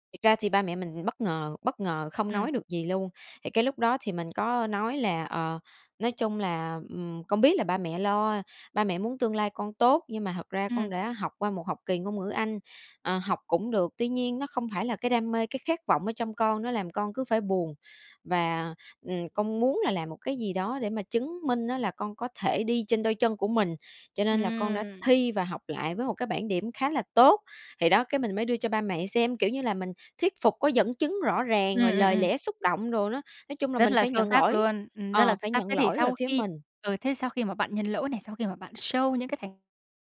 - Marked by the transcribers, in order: tapping; in English: "show"
- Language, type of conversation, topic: Vietnamese, podcast, Bạn cân bằng giữa kỳ vọng của gia đình và khát vọng cá nhân như thế nào?